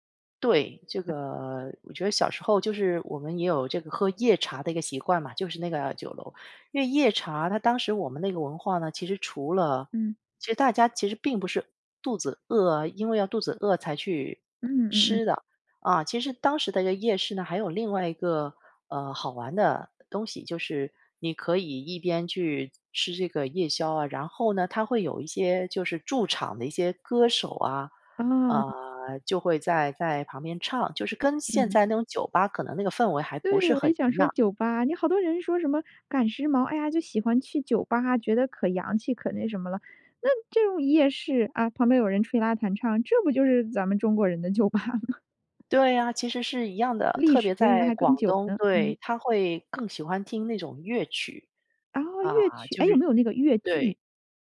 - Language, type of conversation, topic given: Chinese, podcast, 你会如何向别人介绍你家乡的夜市？
- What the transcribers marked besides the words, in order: other background noise; tapping; laughing while speaking: "酒吧吗？"